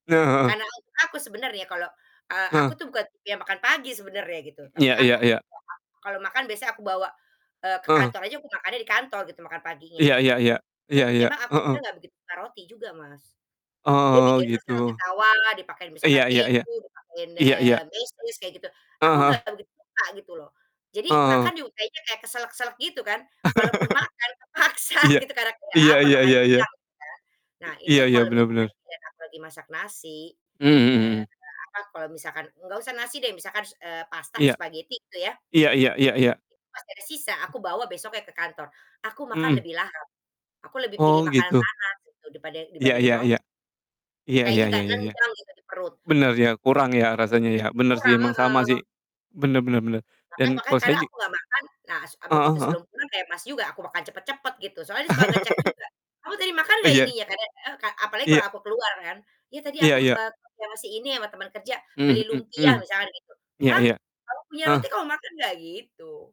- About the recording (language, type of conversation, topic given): Indonesian, unstructured, Apa kegiatan sederhana yang bisa membuat harimu jadi lebih baik?
- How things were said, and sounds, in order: distorted speech; laugh; laughing while speaking: "terpaksa"; other background noise; unintelligible speech; laugh